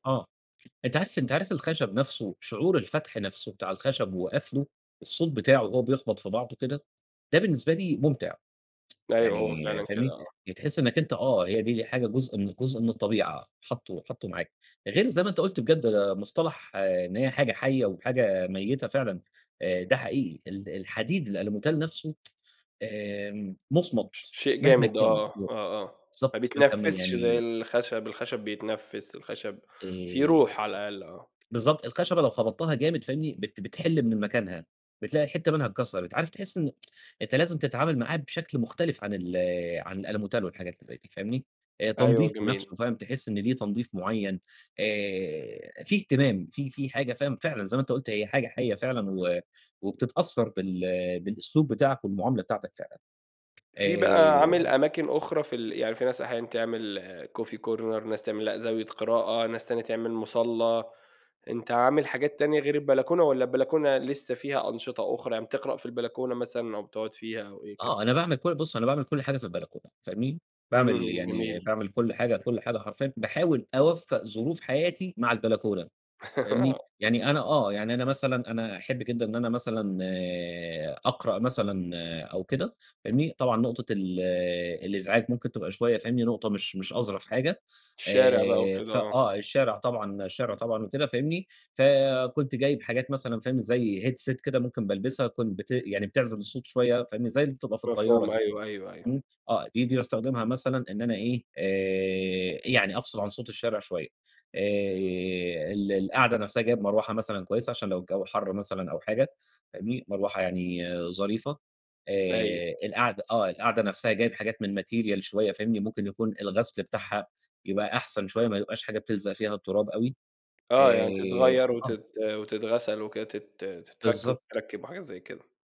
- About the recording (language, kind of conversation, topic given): Arabic, podcast, إزاي تستغل المساحات الضيّقة في البيت؟
- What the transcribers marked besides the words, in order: tapping; tsk; tsk; unintelligible speech; tsk; in English: "Coffee Corner"; laugh; in English: "Headset"; in English: "Material"